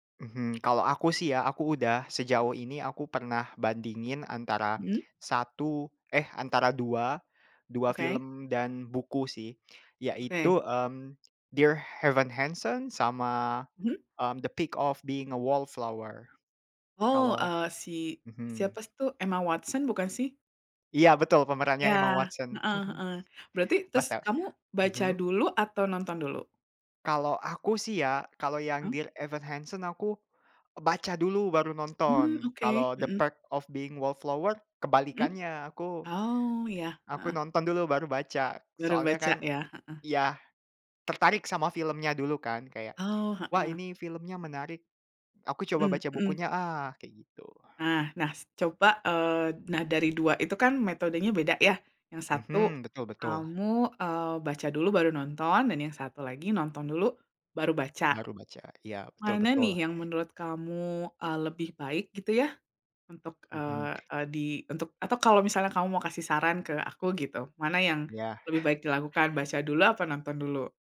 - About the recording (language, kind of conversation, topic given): Indonesian, unstructured, Mana yang menurut Anda lebih menarik, film atau buku?
- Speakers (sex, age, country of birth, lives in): female, 35-39, Indonesia, United States; male, 20-24, Indonesia, Germany
- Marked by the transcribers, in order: tapping; "Perks" said as "peak"; chuckle; other background noise